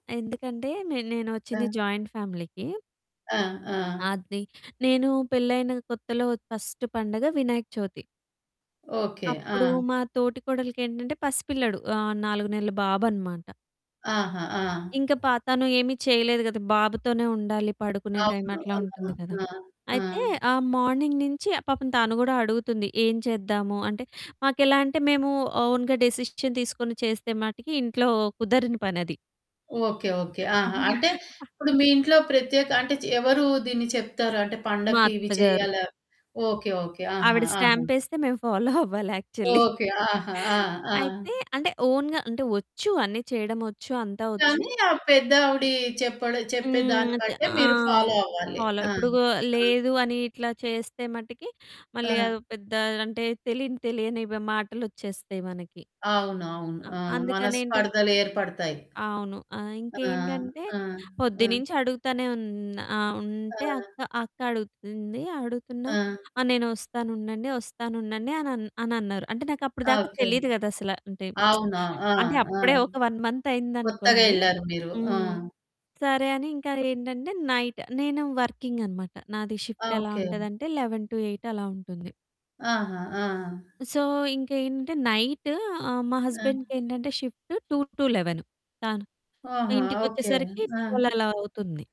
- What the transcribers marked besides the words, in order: other background noise; in English: "జాయింట్ ఫ్యామిలీకి"; in English: "ఫస్ట్"; static; horn; in English: "మార్నింగ్"; in English: "ఓన్‌గా డిసిషన్"; laughing while speaking: "అవును"; laughing while speaking: "ఫాలో అవ్వాలి యాక్చువలి"; in English: "ఫాలో"; in English: "యాక్చువలి"; in English: "ఓన్‌గా"; in English: "ఫాలో"; in English: "ఫాలో"; lip smack; in English: "వన్ మంత్"; in English: "నైట్"; in English: "వర్కింగ్"; in English: "షిఫ్ట్"; in English: "లెవెన్ టు ఎయిట్"; in English: "సో"; in English: "నైట్"; background speech; in English: "షిఫ్ట్ టూ టు లెవెన్"; distorted speech; in English: "ట్వెల్వ్"
- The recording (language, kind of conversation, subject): Telugu, podcast, మీ ఇంట్లో పండగల రోజున జరిగే విధానం కాలక్రమేణా ఎలా మారిందో చెప్పగలరా?